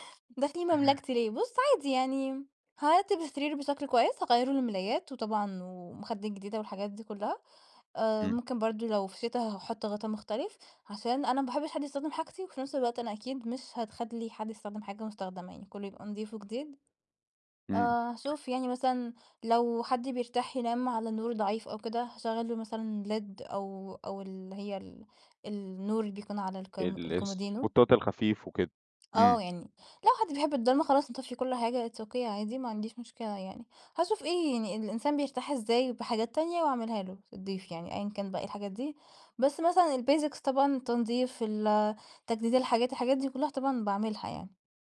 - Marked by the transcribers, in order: in English: "Led"; in Italian: "الكومودينو"; in English: "السبوتات"; tapping; in English: "it's okay"; in English: "الbasics"
- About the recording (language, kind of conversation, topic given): Arabic, podcast, إيه الحاجات اللي بتخلّي أوضة النوم مريحة؟